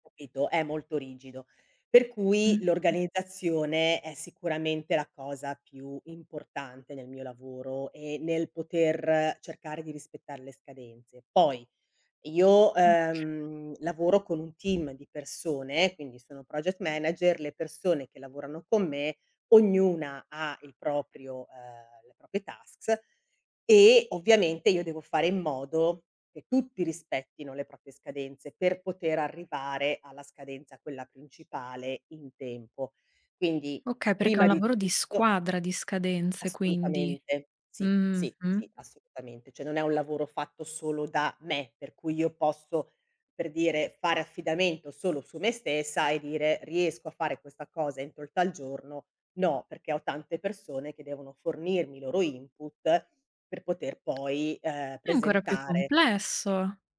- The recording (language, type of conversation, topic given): Italian, podcast, Come gestisci lo stress e le scadenze sul lavoro?
- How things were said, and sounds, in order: tapping; other background noise; in English: "project manager"; in English: "tasks"; "Cioè" said as "ceh"